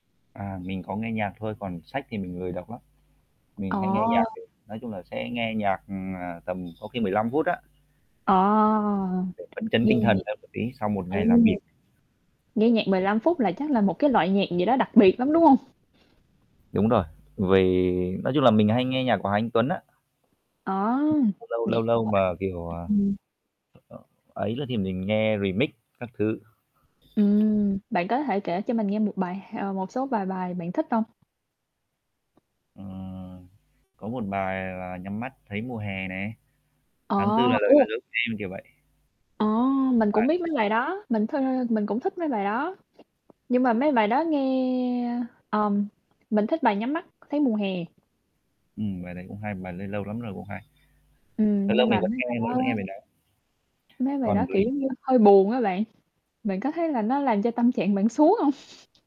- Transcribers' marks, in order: static; other background noise; tapping; distorted speech; unintelligible speech; unintelligible speech; chuckle
- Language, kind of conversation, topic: Vietnamese, unstructured, Bạn thường làm gì để thư giãn sau một ngày dài?